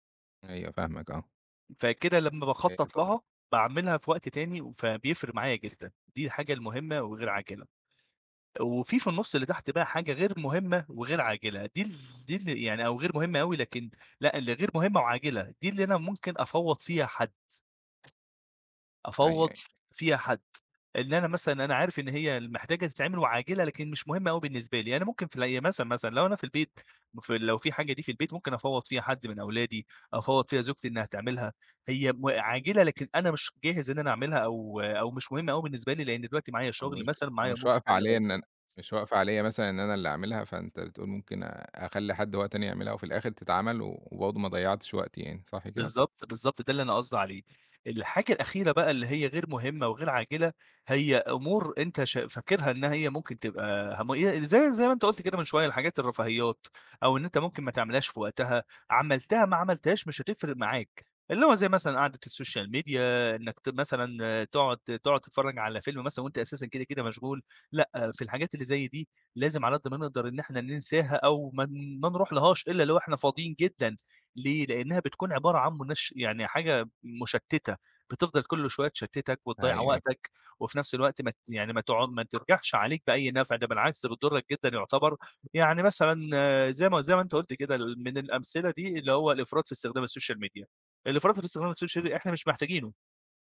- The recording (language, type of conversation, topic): Arabic, podcast, إزاي بتقسّم المهام الكبيرة لخطوات صغيرة؟
- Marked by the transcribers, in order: tapping; other background noise; unintelligible speech; in English: "السوشيال ميديا"; in English: "السوشيال ميديا"; in English: "السوشيال ميديا"; unintelligible speech